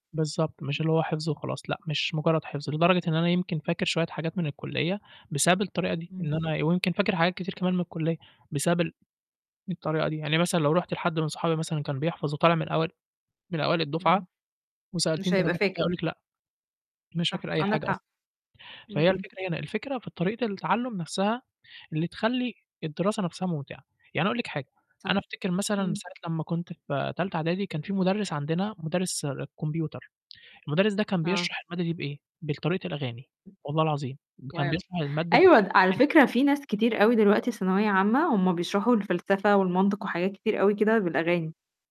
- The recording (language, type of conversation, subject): Arabic, podcast, إزاي تخلي المذاكرة ممتعة بدل ما تبقى واجب؟
- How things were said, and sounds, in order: static; distorted speech